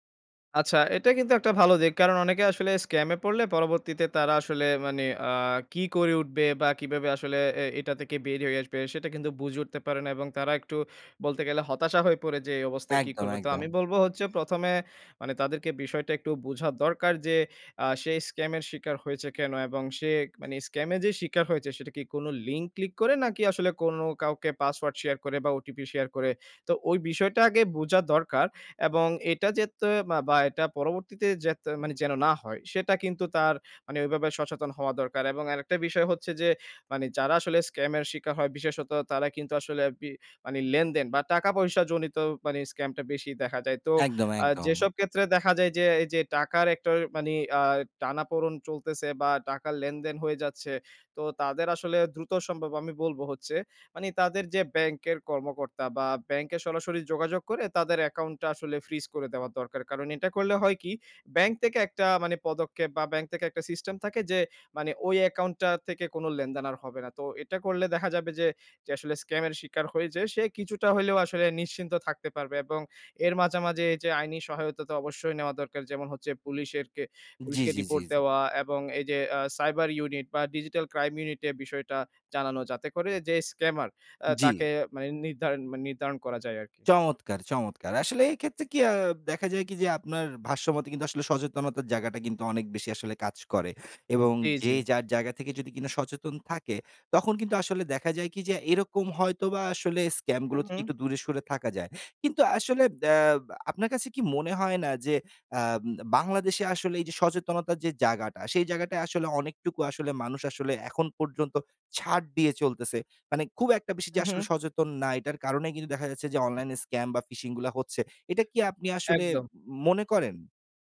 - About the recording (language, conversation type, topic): Bengali, podcast, অনলাইন প্রতারণা বা ফিশিং থেকে বাঁচতে আমরা কী কী করণীয় মেনে চলতে পারি?
- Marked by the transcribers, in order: in English: "scam"; other background noise; in English: "scam"; "সে" said as "সেক"; in English: "scam"; in English: "password share"; in English: "scam"; "আরকি" said as "আরপি"; in English: "scam"; "একটা" said as "একটও"; "টানাপোড়েন" said as "টানাপোড়ন"; in English: "freeze"; in English: "scam"; "হয়েছে" said as "হইজে"; "মাঝে" said as "মাঝা"; in English: "cyber unit"; in English: "digital crime unit"; in English: "scammer"; in English: "scam"; "জায়গাটা" said as "যাগাটা"; in English: "scam"; in English: "phishing"